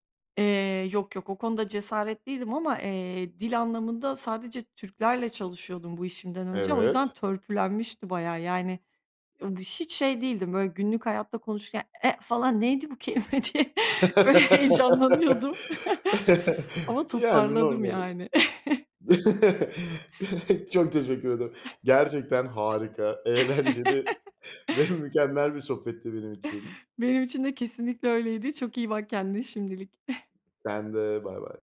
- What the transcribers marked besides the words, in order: unintelligible speech; laugh; stressed: "e"; chuckle; laughing while speaking: "diye böyle heyecanlanıyordum"; laughing while speaking: "ederim"; chuckle; other background noise; laughing while speaking: "eğlenceli ve mükemmel"; laugh; chuckle; chuckle
- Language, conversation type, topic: Turkish, podcast, Reddedilme korkusu iletişimi nasıl etkiler?